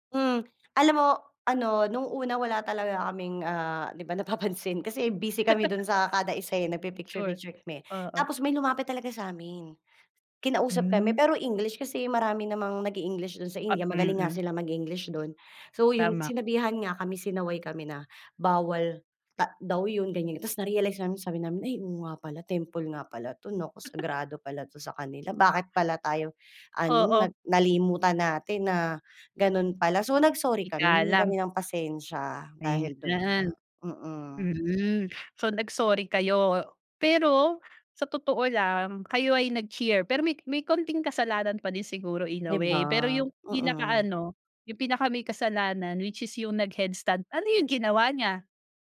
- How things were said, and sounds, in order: laughing while speaking: "napapansin"; laugh; tapping; laugh; other background noise
- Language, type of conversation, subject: Filipino, podcast, Ano ang pinaka-tumatak mong karanasang pangkultura habang naglalakbay ka?